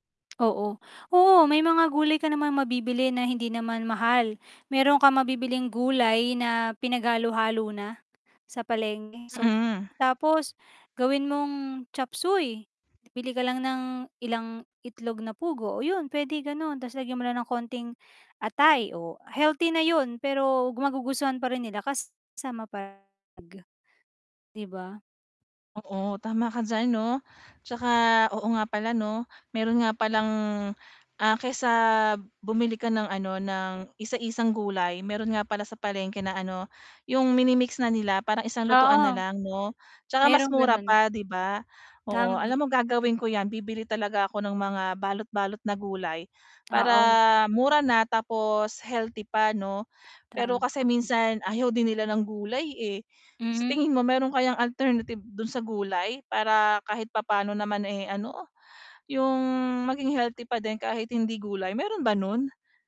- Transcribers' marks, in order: static; tapping; distorted speech; other background noise
- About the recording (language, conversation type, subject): Filipino, advice, Paano ako makapaghahanda ng masustansiyang pagkain kahit walang oras magluto habang nagtatrabaho?